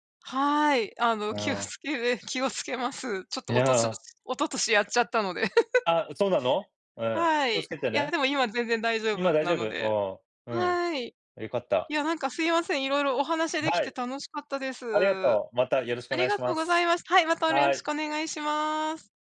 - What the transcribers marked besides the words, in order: chuckle
- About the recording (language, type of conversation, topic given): Japanese, unstructured, 技術の進歩によって幸せを感じたのはどんなときですか？